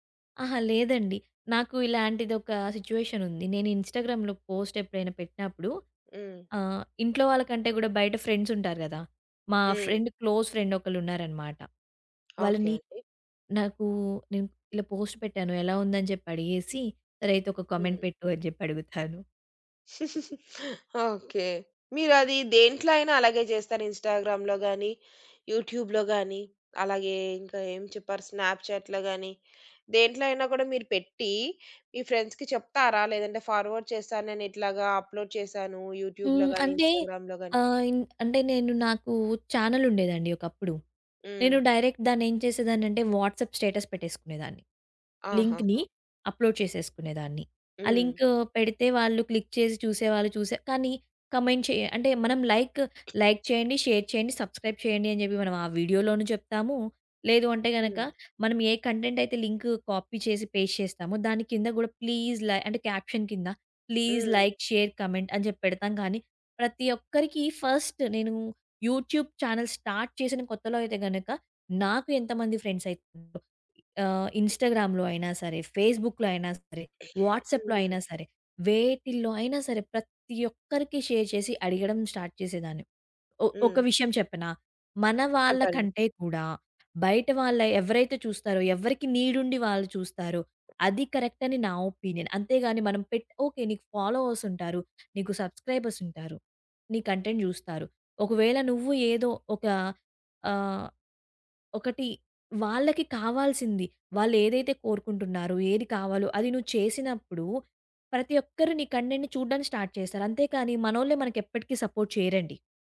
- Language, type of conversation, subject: Telugu, podcast, ఆన్‌లైన్‌లో పంచుకోవడం మీకు ఎలా అనిపిస్తుంది?
- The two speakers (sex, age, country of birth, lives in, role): female, 20-24, India, India, guest; female, 35-39, India, India, host
- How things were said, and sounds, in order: in English: "సిచ్యుయేషన్"; in English: "ఇన్‌స్టాగ్రామ్‌లో పోస్ట్"; in English: "ఫ్రెండ్స్"; in English: "ఫ్రెండ్, క్లోజ్ ఫ్రెండ్"; tapping; in English: "పోస్ట్"; in English: "కామెంట్"; giggle; in English: "ఇన్‌స్టాగ్రామ్‌లో"; in English: "యూట్యూబ్‌లో"; in English: "స్నాప్‌చాట్‌లో"; in English: "ఫ్రెండ్స్‌కి"; in English: "ఫార్వర్డ్"; in English: "అప్‌లోడ్"; in English: "యూట్యూబ్‌లో"; in English: "ఇన్‌స్టాగ్రామ్‌లో"; in English: "ఛానెల్"; other background noise; in English: "డైరెక్ట్"; in English: "వాట్సాప్ స్టేటస్"; in English: "లింక్‌ని అప్‌లోడ్"; in English: "క్లిక్"; in English: "కామెంట్"; in English: "లైక్ లైక్"; in English: "షేర్"; in English: "సబ్‌స్క్రైబ్"; in English: "కంటెంట్"; in English: "కాపీ"; in English: "పేస్ట్"; in English: "ప్లీజ్"; in English: "కాప్శన్"; in English: "ప్లీజ్ లైక్, షేర్, కామెంట్"; in English: "ఫస్ట్"; in English: "యూట్యూబ్ ఛానెల్స్ స్టార్ట్"; in English: "ఫ్రెండ్స్"; in English: "ఇన్‌స్టాగ్రామ్‌లో"; in English: "ఫేస్‌బుక్‌లో"; in English: "వాట్సాప్‌లో"; stressed: "ప్రతి"; in English: "షేర్"; in English: "స్టార్ట్"; in English: "కరెక్ట్"; in English: "ఒపీనియన్"; in English: "ఫాలోవర్స్"; in English: "సబ్‌స్క్రైబర్స్"; in English: "కంటెంట్"; in English: "కంటెంట్"; in English: "స్టార్ట్"; in English: "సపోర్ట్"